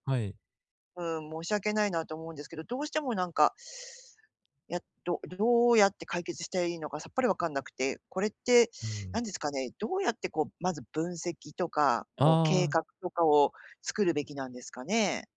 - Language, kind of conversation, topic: Japanese, advice, この不安は解決すべき問題なのか、それとも単なる心配なのかを見極め、どのように行動計画を立てればよいですか？
- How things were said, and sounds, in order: none